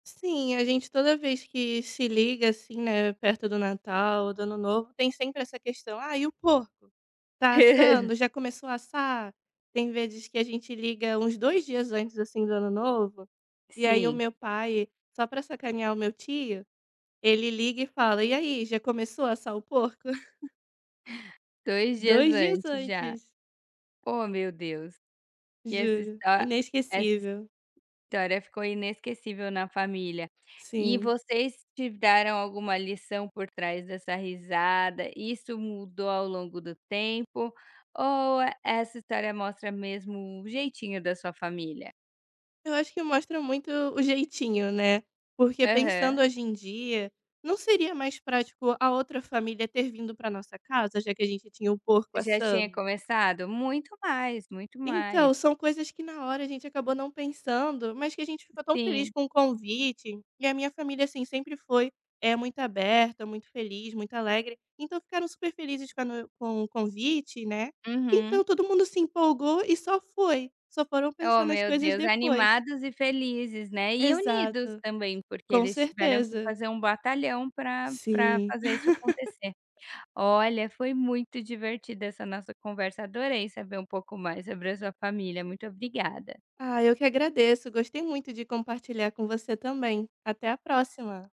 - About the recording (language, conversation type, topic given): Portuguese, podcast, Qual foi a lembrança mais engraçada da sua família?
- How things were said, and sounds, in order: laugh; giggle; laugh